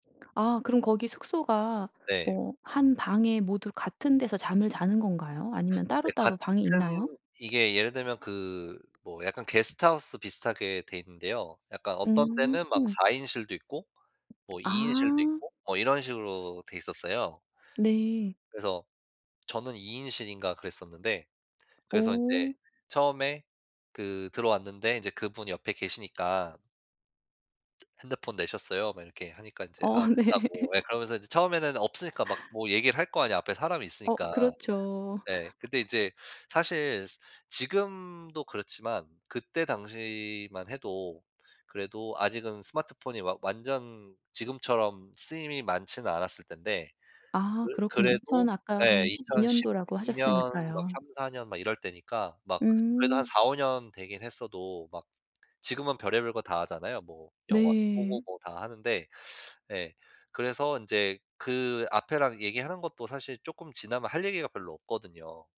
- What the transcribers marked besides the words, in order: laugh; other background noise; tapping; laughing while speaking: "어 네"; laugh
- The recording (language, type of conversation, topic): Korean, podcast, 스마트폰이 하루 동안 없어지면 어떻게 시간을 보내실 것 같나요?